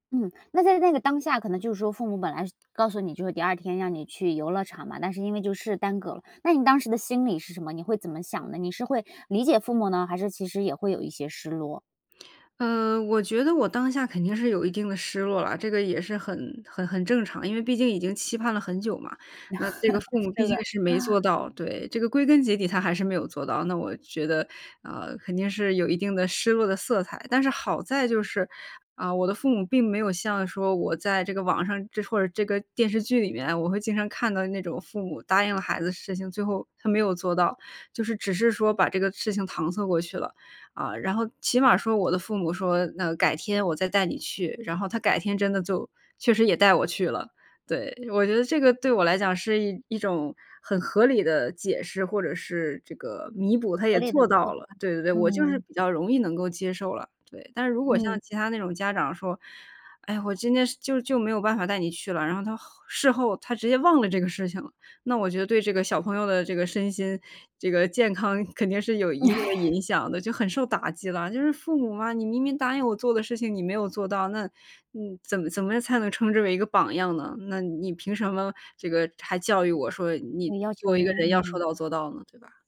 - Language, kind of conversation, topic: Chinese, podcast, 你怎么看“说到做到”在日常生活中的作用？
- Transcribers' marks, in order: laugh; chuckle; laughing while speaking: "健康肯定"; laugh